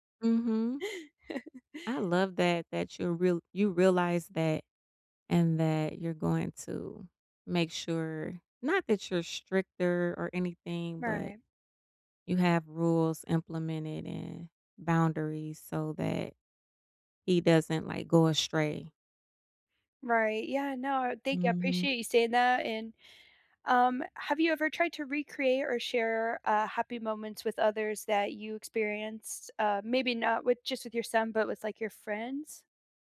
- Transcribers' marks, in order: chuckle; tapping
- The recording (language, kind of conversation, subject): English, unstructured, How can I recall a childhood memory that still makes me smile?